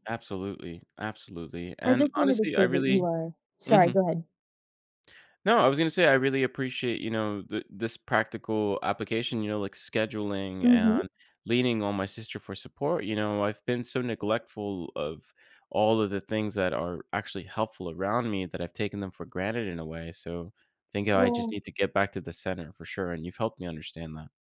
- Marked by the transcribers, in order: none
- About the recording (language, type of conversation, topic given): English, advice, How can I manage too many commitments?
- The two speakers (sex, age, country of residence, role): female, 25-29, United States, advisor; male, 30-34, United States, user